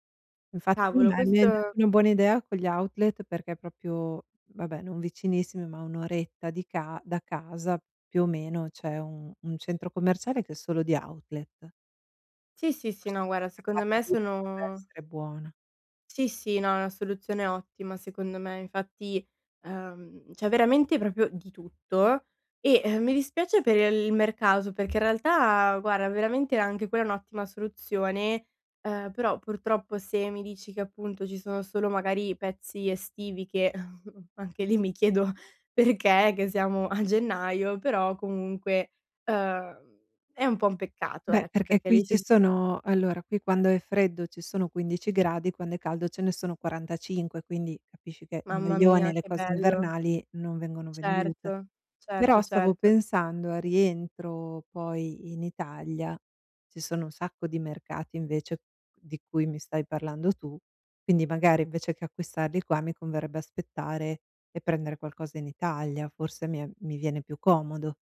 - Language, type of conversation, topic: Italian, advice, Come posso acquistare prodotti di qualità senza spendere troppo?
- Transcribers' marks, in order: unintelligible speech; tapping; laughing while speaking: "anche lì mi chiedo perché"; laughing while speaking: "a"